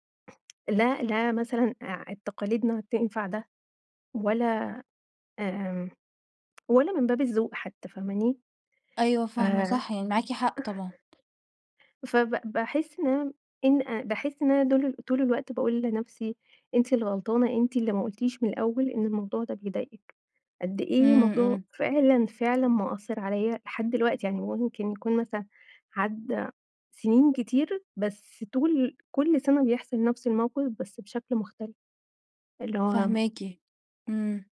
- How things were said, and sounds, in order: tsk; unintelligible speech
- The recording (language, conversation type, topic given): Arabic, advice, إزاي أبطل أتجنب المواجهة عشان بخاف أفقد السيطرة على مشاعري؟